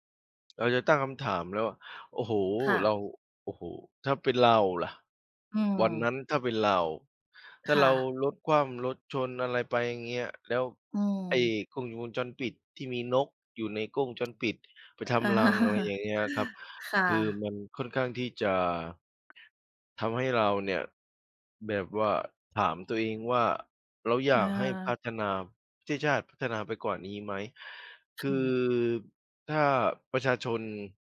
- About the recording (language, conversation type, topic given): Thai, unstructured, คุณคิดอย่างไรกับข่าวการทุจริตในรัฐบาลตอนนี้?
- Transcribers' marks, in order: tapping; laughing while speaking: "อา"; other background noise